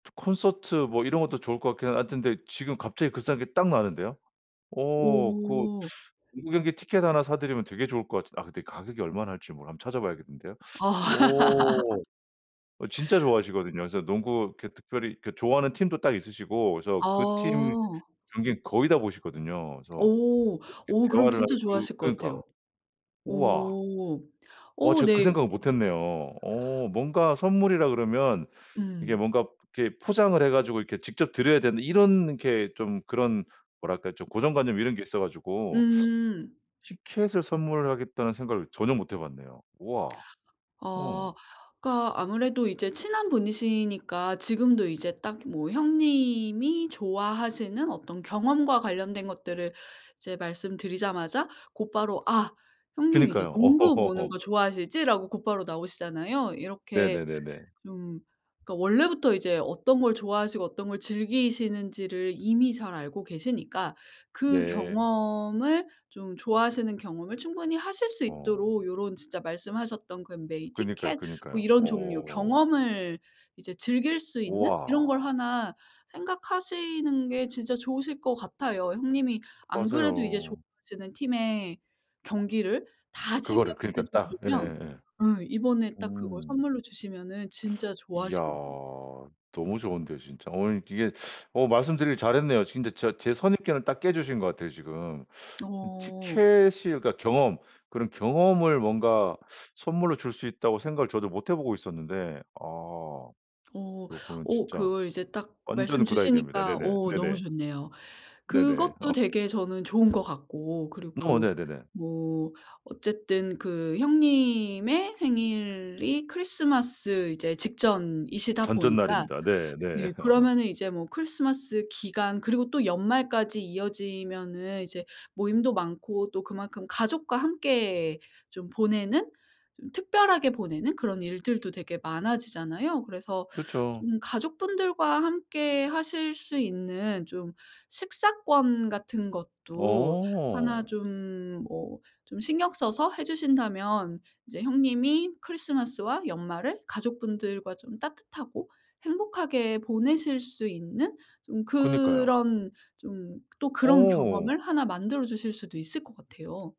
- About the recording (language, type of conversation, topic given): Korean, advice, 친구 생일 선물을 고르기가 너무 어려운데 어떤 선물을 사야 할까요?
- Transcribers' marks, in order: other background noise; laugh; tapping; laugh; in English: "good idea입니다"; laughing while speaking: "어"